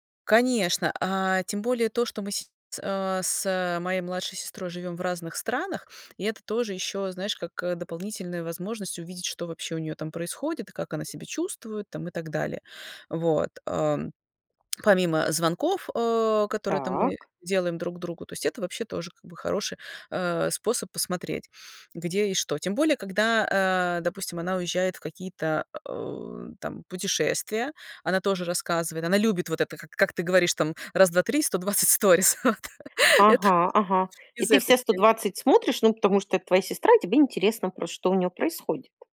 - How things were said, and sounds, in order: in English: "сторис"; laugh
- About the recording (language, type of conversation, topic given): Russian, podcast, Как вы превращаете личный опыт в историю?